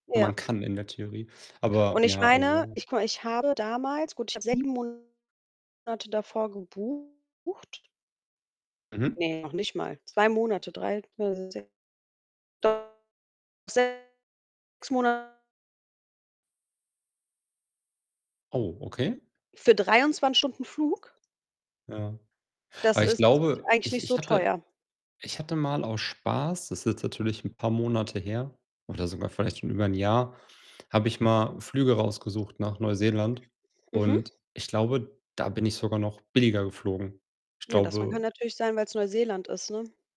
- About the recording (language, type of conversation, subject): German, unstructured, Wohin reist du am liebsten und warum?
- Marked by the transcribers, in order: distorted speech; other background noise; unintelligible speech